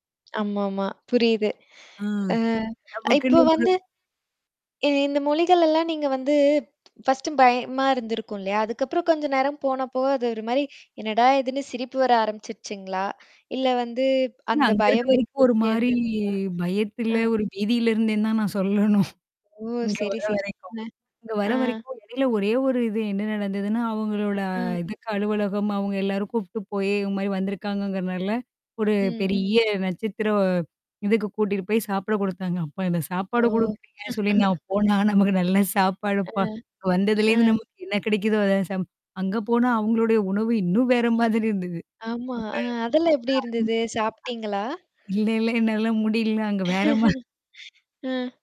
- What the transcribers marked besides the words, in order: other background noise; static; tapping; distorted speech; chuckle; laugh; other noise; laugh
- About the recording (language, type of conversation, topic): Tamil, podcast, பயணத்தில் மொழி புரியாமல் சிக்கிய அனுபவத்தைப் பகிர முடியுமா?